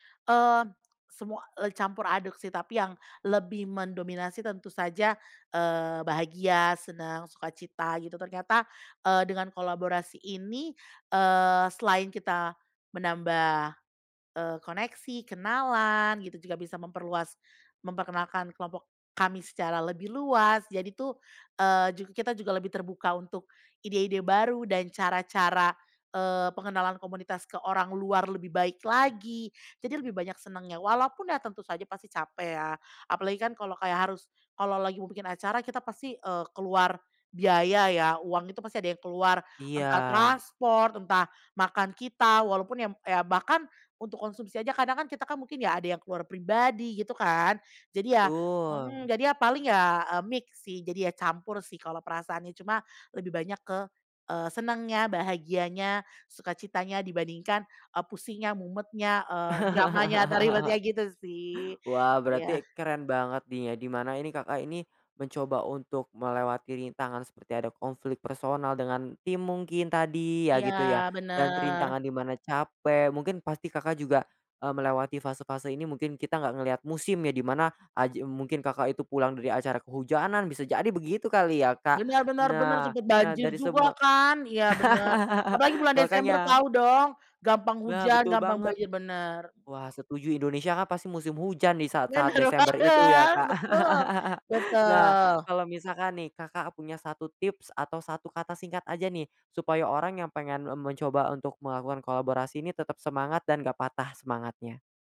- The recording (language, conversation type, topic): Indonesian, podcast, Ceritakan pengalaman kolaborasi kreatif yang paling berkesan buatmu?
- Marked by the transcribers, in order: tapping; in English: "mix"; laugh; chuckle; other background noise; laughing while speaking: "Bener banget"; chuckle